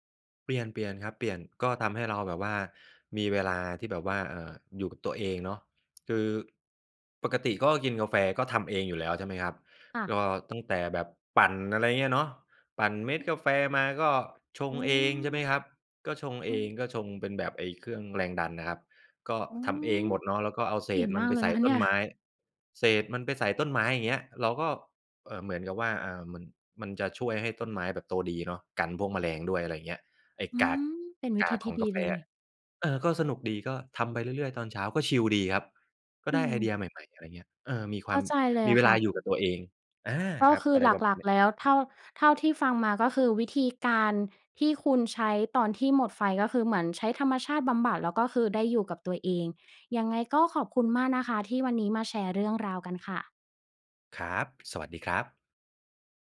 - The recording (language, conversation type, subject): Thai, podcast, เวลารู้สึกหมดไฟ คุณมีวิธีดูแลตัวเองอย่างไรบ้าง?
- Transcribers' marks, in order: laughing while speaking: "เนี่ย"; other noise